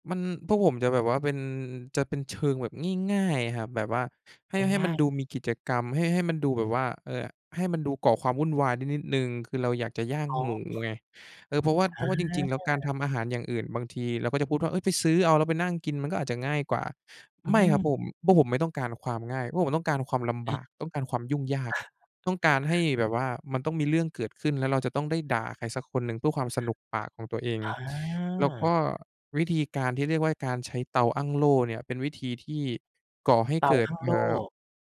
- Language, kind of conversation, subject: Thai, podcast, มีประเพณีอะไรที่เกี่ยวข้องกับฤดูกาลที่คุณชอบบ้าง?
- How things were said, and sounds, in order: other background noise; tapping; drawn out: "อา"